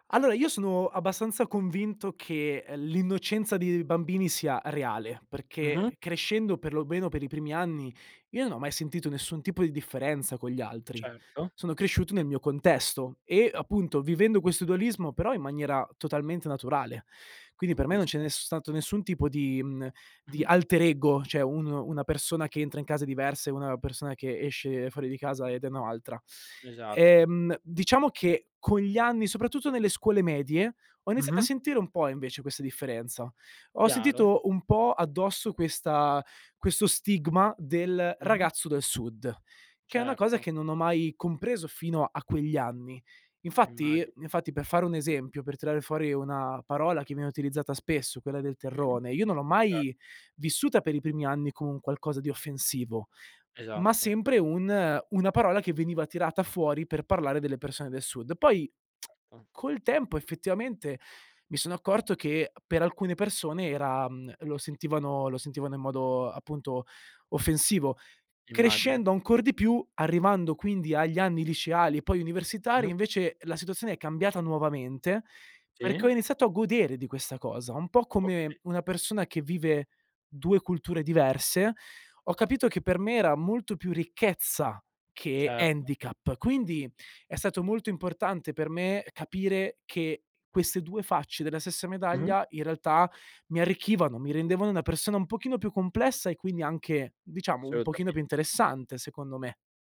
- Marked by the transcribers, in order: "cioè" said as "ceh"; other background noise; tsk
- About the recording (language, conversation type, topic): Italian, podcast, Come cambia la cultura quando le persone emigrano?
- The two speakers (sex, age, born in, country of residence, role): male, 25-29, Italy, Italy, guest; male, 25-29, Italy, Italy, host